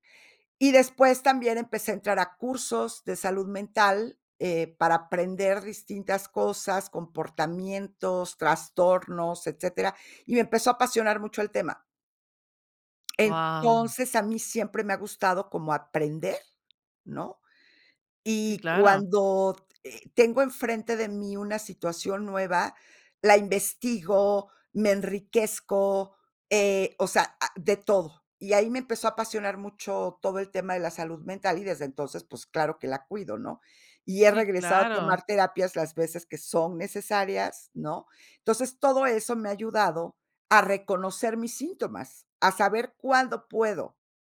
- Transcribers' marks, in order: none
- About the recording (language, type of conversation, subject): Spanish, podcast, ¿Cuándo decides pedir ayuda profesional en lugar de a tus amigos?